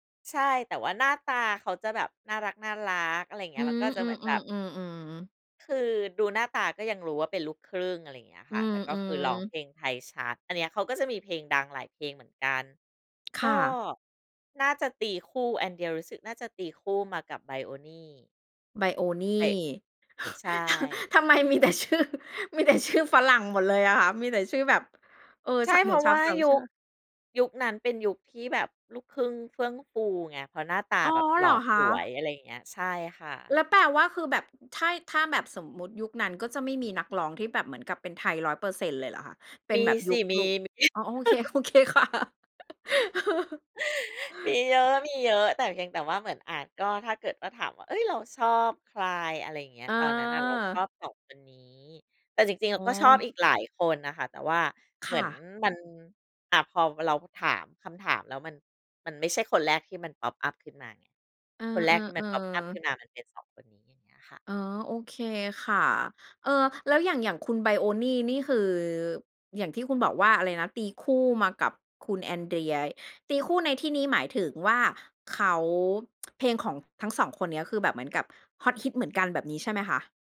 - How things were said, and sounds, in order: tapping; chuckle; laughing while speaking: "ทําไมมีแต่ชื่อ มีแต่"; laughing while speaking: "มี"; chuckle; laughing while speaking: "โอเคค่ะ"; laugh; gasp; in English: "พ็อปอัป"; in English: "พ็อปอัป"; lip smack
- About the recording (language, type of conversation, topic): Thai, podcast, คุณยังจำเพลงแรกที่คุณชอบได้ไหม?